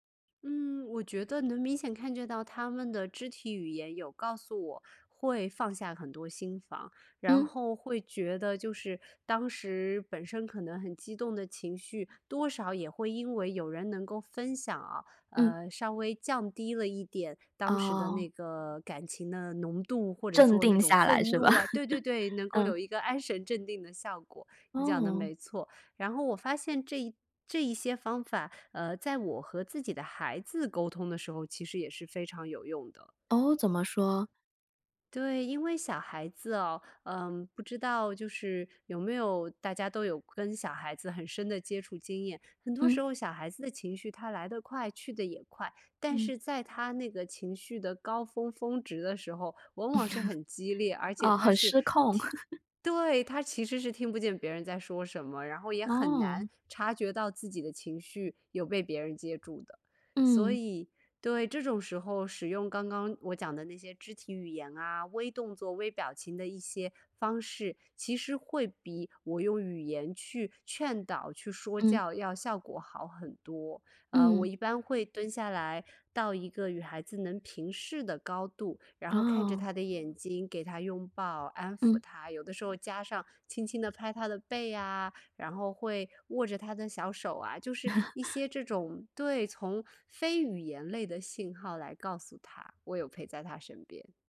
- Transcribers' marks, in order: laughing while speaking: "安神镇定"; laugh; chuckle; laugh; laugh
- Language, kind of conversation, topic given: Chinese, podcast, 有什么快速的小技巧能让别人立刻感到被倾听吗？